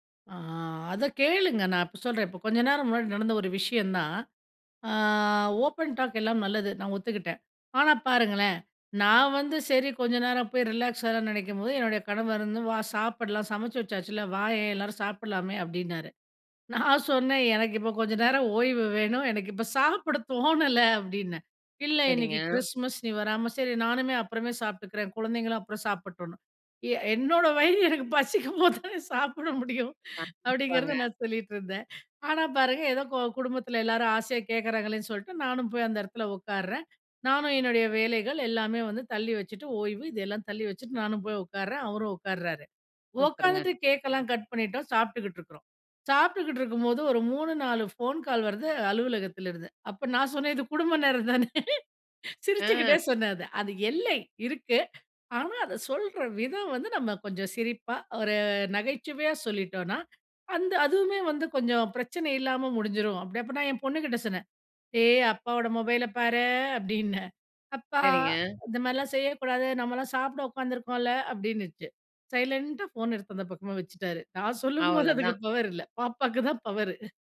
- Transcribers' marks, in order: drawn out: "அ"; in English: "ஓப்பன் டாக்"; laughing while speaking: "நான் சொன்னேன் எனக்கு இப்ப கொஞ்ச நேரம் ஓய்வு வேணும். எனக்கு இப்ப சாப்பிட தோணல"; laughing while speaking: "எ என்னோட வயிறு எனக்கு பசிக்கும் … நான் சொல்லிட்டு இருந்தேன்"; other noise; laughing while speaking: "இது குடும்ப நேரந்தானே! சிரிச்சுக்கிட்டே சொன்னேன் … பாப்பாவுக்கு தான் பவரு"; put-on voice: "அப்பா, இந்த மாரில்லாம் செய்யக்கூடாது. நம்மல்லாம் சாப்பிட உட்காந்துருக்கோம்ல"; other background noise
- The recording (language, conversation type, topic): Tamil, podcast, திறந்த மனத்துடன் எப்படிப் பயனுள்ளதாகத் தொடர்பு கொள்ளலாம்?